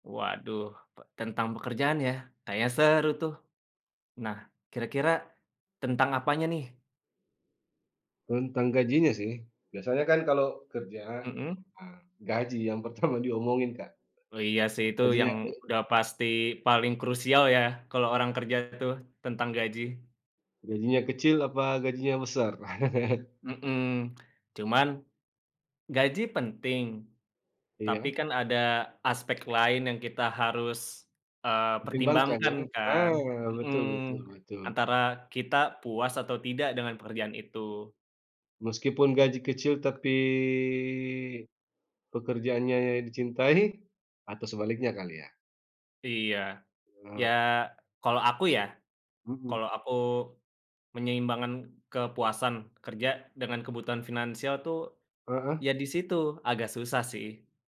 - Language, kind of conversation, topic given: Indonesian, unstructured, Apakah Anda lebih memilih pekerjaan yang Anda cintai dengan gaji kecil atau pekerjaan yang Anda benci dengan gaji besar?
- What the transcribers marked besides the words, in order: laughing while speaking: "yang pertama diomongin Kak"; other background noise; chuckle; tsk; drawn out: "tapi"